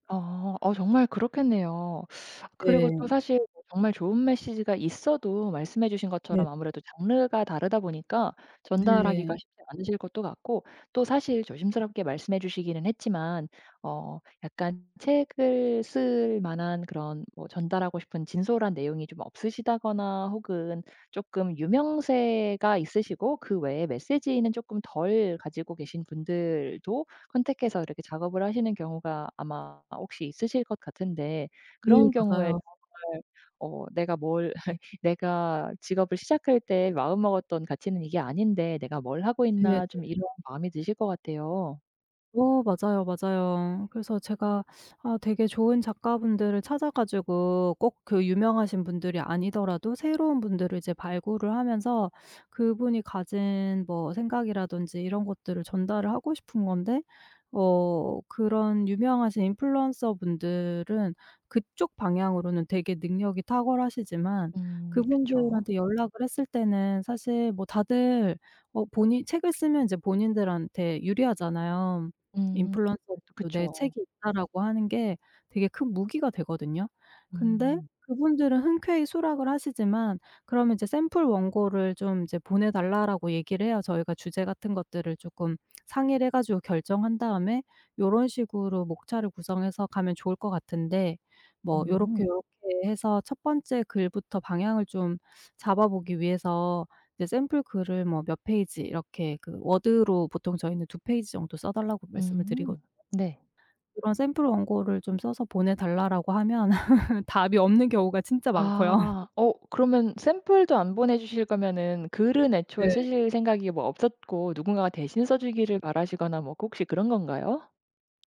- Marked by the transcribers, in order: teeth sucking; other background noise; in English: "contact해서"; laugh; teeth sucking; tapping; teeth sucking; laugh; laugh
- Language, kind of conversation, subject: Korean, advice, 개인 가치와 직업 목표가 충돌할 때 어떻게 해결할 수 있을까요?